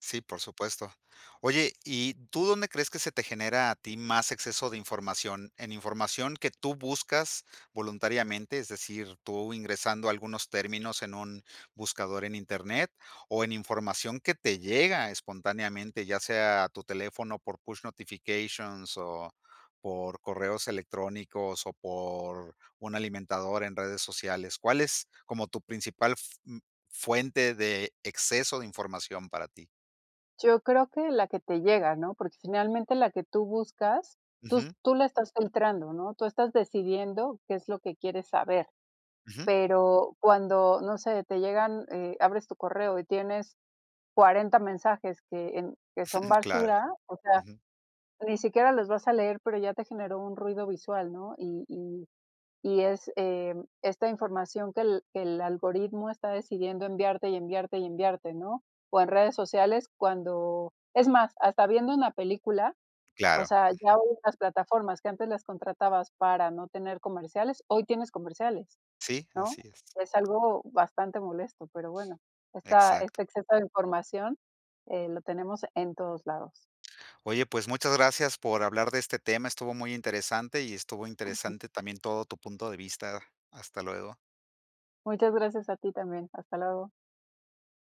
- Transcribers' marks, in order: in English: "push notifications"; chuckle
- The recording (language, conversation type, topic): Spanish, podcast, ¿Cómo afecta el exceso de información a nuestras decisiones?